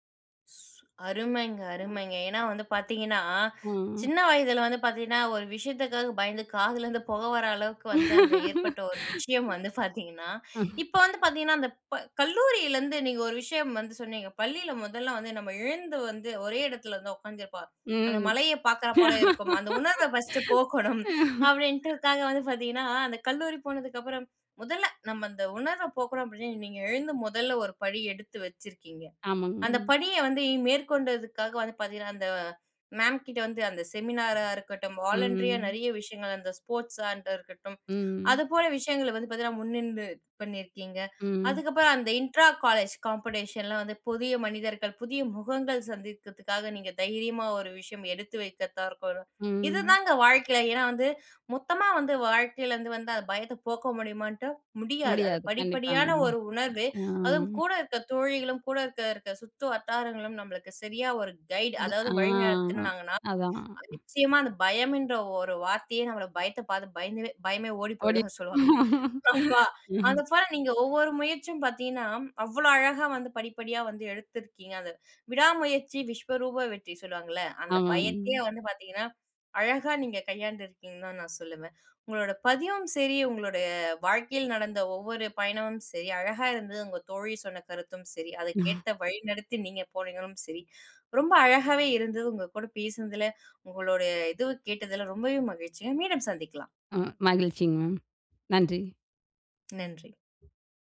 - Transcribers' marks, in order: other noise; laugh; laughing while speaking: "ஒரு விஷயம் வந்து பார்த்தீங்கன்னா"; laugh; laughing while speaking: "ஃபர்ஸ்ட்டு போக்கணும்"; in English: "இன்ட்ரா காலேஜ் காம்படிஷன்"; "இருக்கட்டும்" said as "இருக்குனோ"; "சுற்று" said as "சுத்து"; drawn out: "ஆ"; unintelligible speech; laughing while speaking: "போயிடும் சொல்லுவாங்க. ஆமா"; unintelligible speech; laugh; chuckle; other background noise
- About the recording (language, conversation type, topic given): Tamil, podcast, ஒரு பயத்தை நீங்கள் எப்படி கடந்து வந்தீர்கள்?